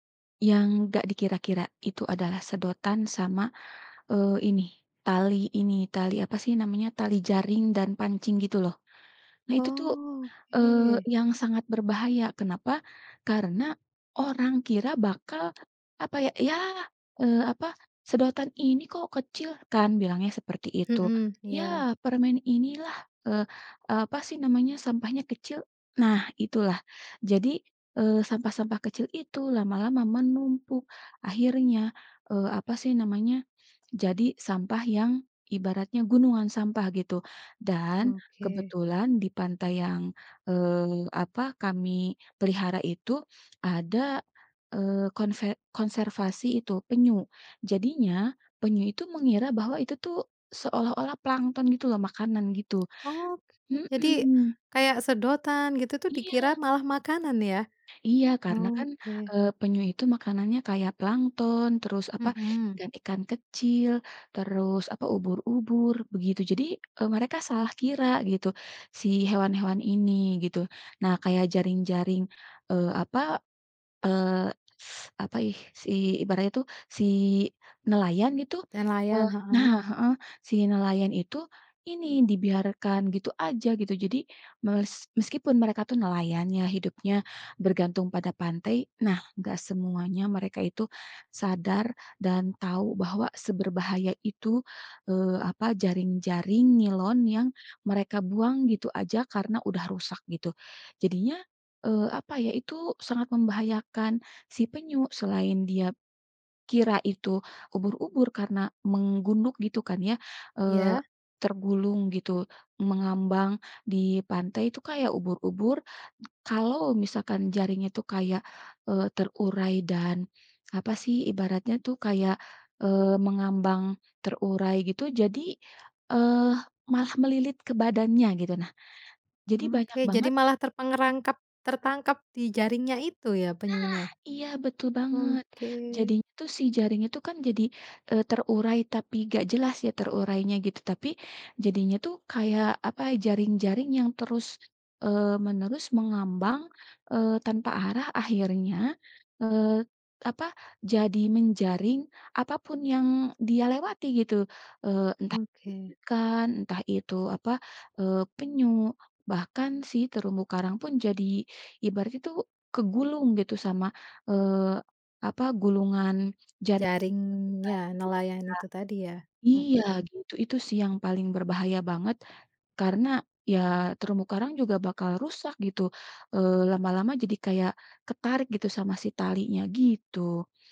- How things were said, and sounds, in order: tapping; other background noise; teeth sucking
- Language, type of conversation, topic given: Indonesian, podcast, Kenapa penting menjaga kebersihan pantai?